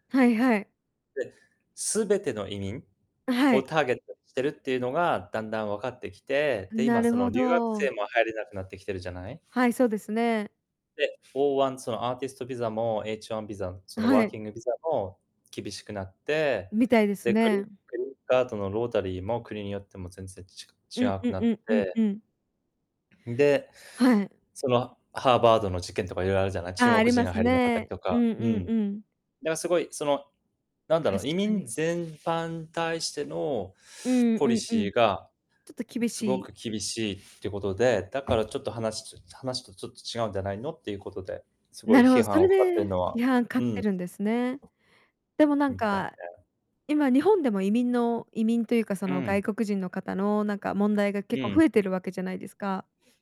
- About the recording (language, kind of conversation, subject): Japanese, unstructured, 最近のニュースで気になったことは何ですか？
- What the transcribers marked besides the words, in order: distorted speech; unintelligible speech; other background noise